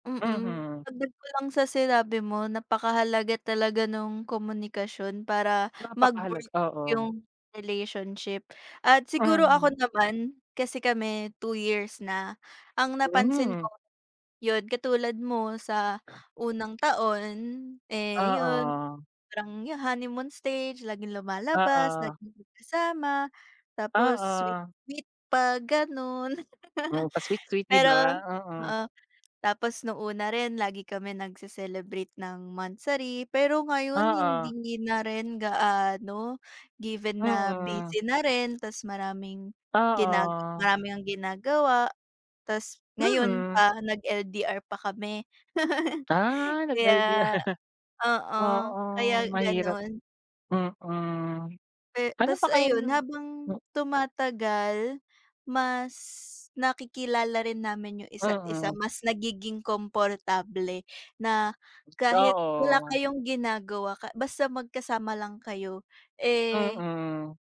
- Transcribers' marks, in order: in English: "honeymoon stage"; laugh; laugh
- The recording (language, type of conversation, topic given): Filipino, unstructured, Paano mo hinaharap ang mga pagbabago sa inyong relasyon habang tumatagal ito?